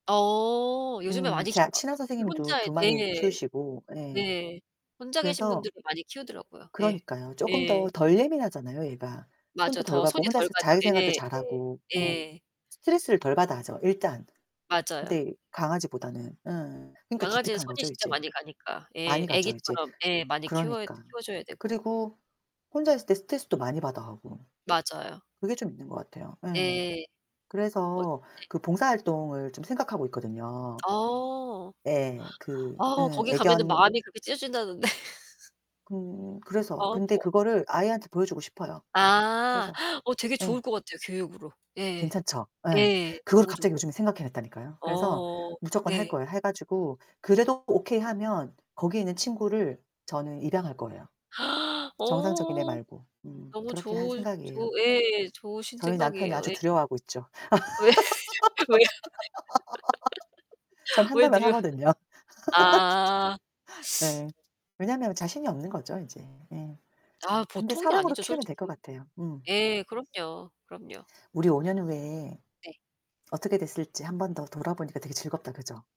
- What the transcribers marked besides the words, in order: distorted speech; other background noise; static; laughing while speaking: "찢어진다던데"; gasp; gasp; laughing while speaking: "왜? 왜요?"; laugh; laughing while speaking: "느려"; background speech
- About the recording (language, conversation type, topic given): Korean, unstructured, 5년 후 당신은 어떤 모습일까요?